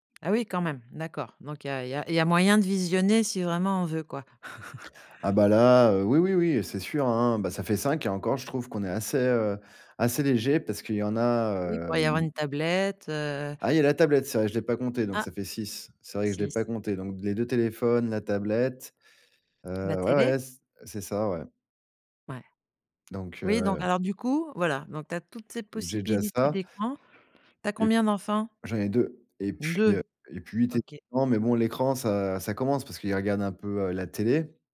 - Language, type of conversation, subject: French, podcast, Comment parler des écrans et du temps d’écran en famille ?
- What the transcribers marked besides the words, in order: chuckle; other background noise